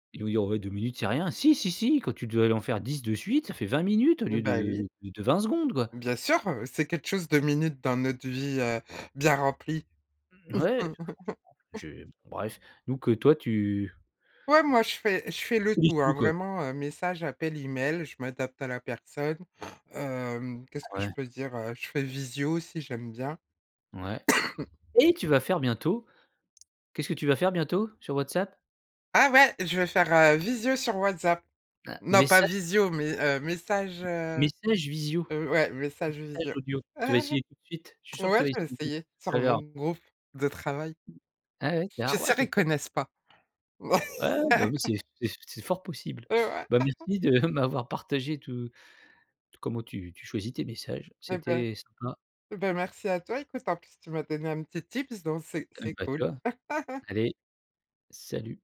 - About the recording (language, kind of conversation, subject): French, podcast, Comment choisis-tu entre un message, un appel ou un e-mail ?
- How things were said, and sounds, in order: chuckle; unintelligible speech; other noise; cough; other background noise; tapping; laugh; unintelligible speech; laugh; chuckle; laughing while speaking: "de m'avoir"; in English: "tips"; laugh